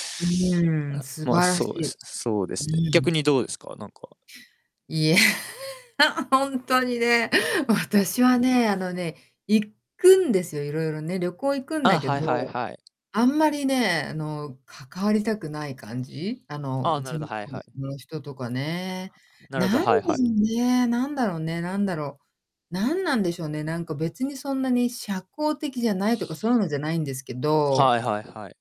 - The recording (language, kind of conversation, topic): Japanese, unstructured, 旅行に行くとき、いちばん楽しみにしていることは何ですか？
- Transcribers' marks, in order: distorted speech; laughing while speaking: "いや、ほんとにね"